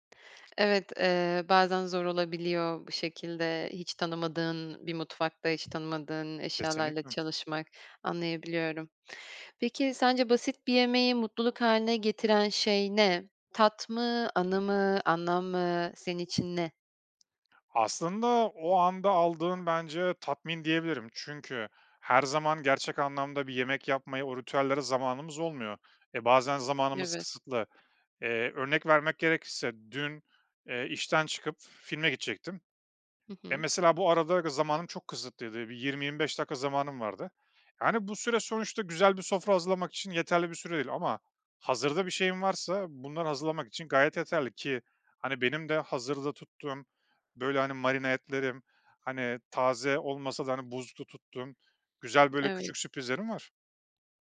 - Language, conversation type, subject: Turkish, podcast, Basit bir yemek hazırlamak seni nasıl mutlu eder?
- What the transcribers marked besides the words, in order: tapping; other background noise